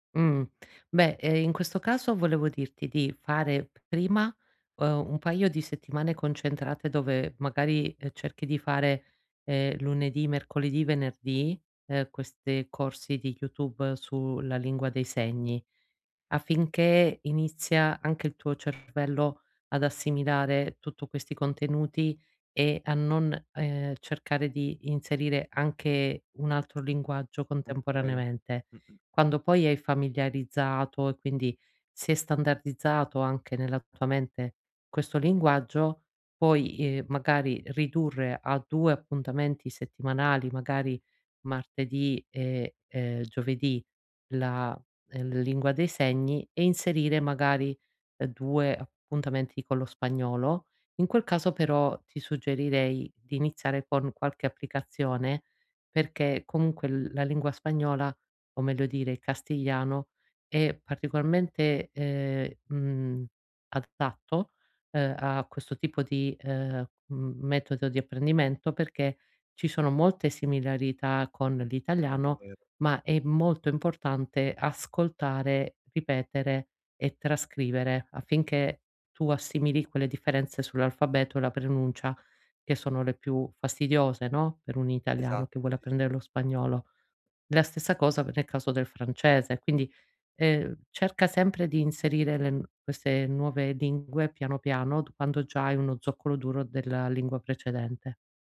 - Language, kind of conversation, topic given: Italian, advice, Perché faccio fatica a iniziare un nuovo obiettivo personale?
- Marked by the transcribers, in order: other background noise; "pronuncia" said as "prenuncia"